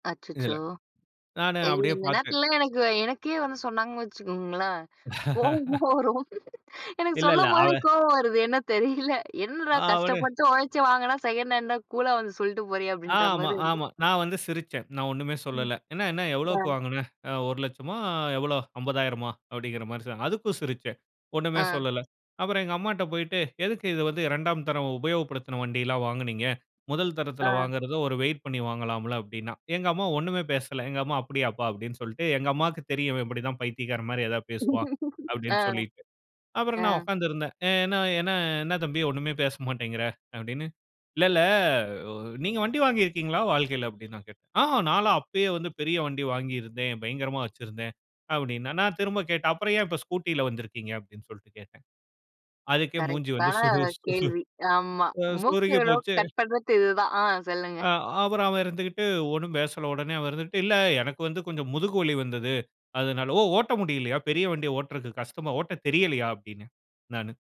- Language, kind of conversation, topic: Tamil, podcast, நீங்கள் உங்கள் வரம்புகளை எங்கே வரையறுக்கிறீர்கள்?
- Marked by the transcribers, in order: laugh; other background noise; laugh; other street noise